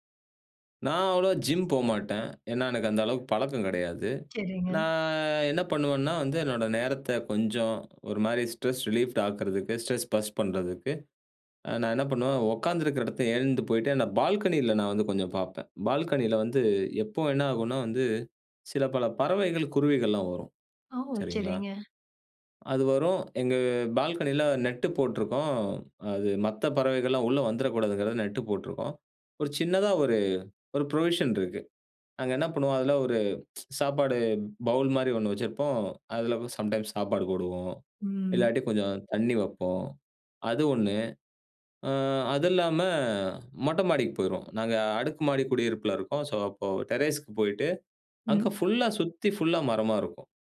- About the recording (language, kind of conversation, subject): Tamil, podcast, சிறிய இடைவெளிகளை தினசரியில் பயன்படுத்தி மனதை மீண்டும் சீரமைப்பது எப்படி?
- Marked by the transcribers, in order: in English: "ஜிம்"; drawn out: "நான்"; in English: "ஸ்ட்ரெஸ் ரிலீஃப்ட்"; in English: "ஸ்ட்ரெஸ் பர்ஸ்ட்"; "இடத்துலருந்து" said as "இடத்த"; "வந்துறக்கூடாதுங்குறதுக்காகதான்" said as "வந்துறக்கூடாதுகாகதான்"; in English: "ப்ரொவிஷன்"; other background noise; in English: "சம்டைம்ஸ்"; drawn out: "ம்"; drawn out: "இல்லாம"; in English: "டெரேஸ்க்கு"